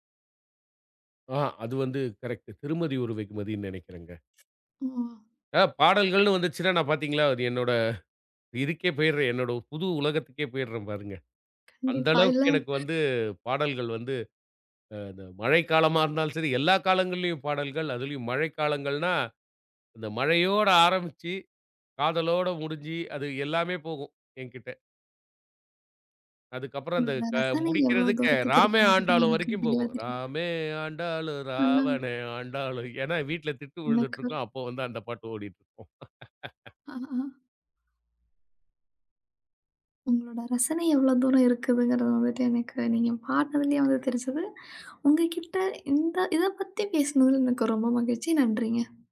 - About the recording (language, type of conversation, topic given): Tamil, podcast, மழை நாளுக்கான இசைப் பட்டியல் என்ன?
- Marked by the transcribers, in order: other noise; tapping; joyful: "எனக்கு வந்து பாடல்கள் வந்து அ … எல்லாமே போகும் என்கிட்ட"; singing: "ராமே ஆண்டாலும், ராவணே ஆண்டாலும்"; laugh